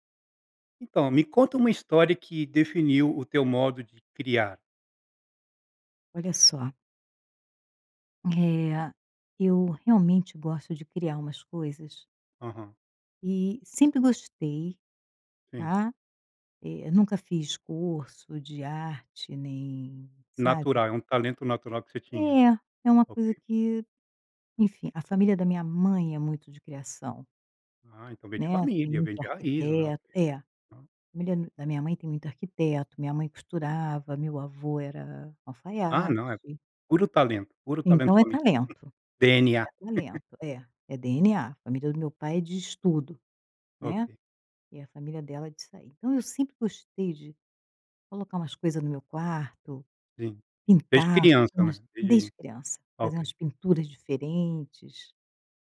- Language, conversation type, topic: Portuguese, podcast, Você pode me contar uma história que define o seu modo de criar?
- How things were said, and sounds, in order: chuckle